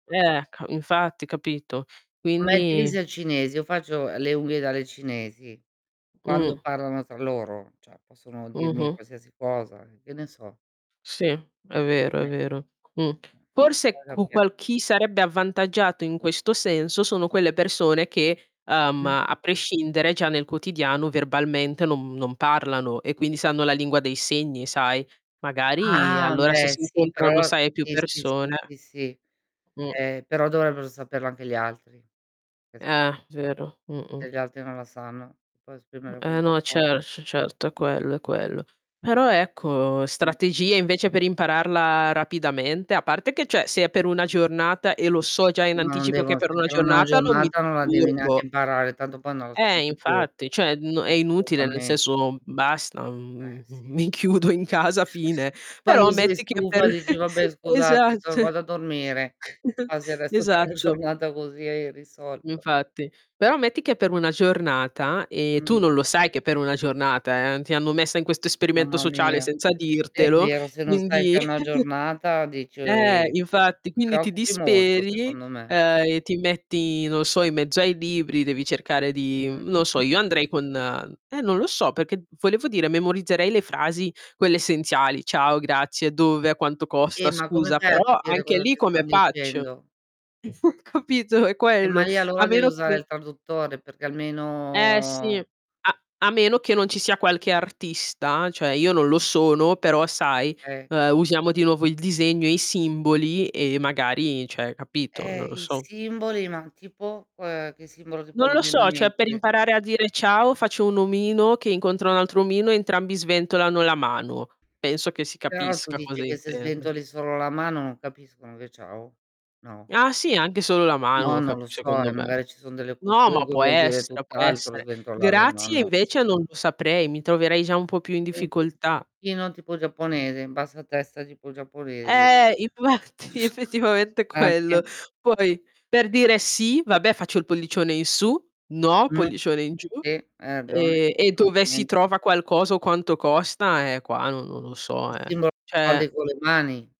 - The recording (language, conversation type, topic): Italian, unstructured, Come affronteresti una giornata in cui tutti parlano una lingua diversa dalla tua?
- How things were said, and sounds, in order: unintelligible speech; other background noise; "cioè" said as "ceh"; distorted speech; tapping; unintelligible speech; "cioè" said as "ceh"; "Cioè" said as "ceh"; drawn out: "mhmm"; chuckle; laughing while speaking: "mi chiudo"; chuckle; laughing while speaking: "della giornata"; unintelligible speech; chuckle; throat clearing; "perché" said as "pecché"; chuckle; drawn out: "almeno"; "cioè" said as "ceh"; unintelligible speech; laughing while speaking: "infatti"; chuckle; "Cioè" said as "ceh"; unintelligible speech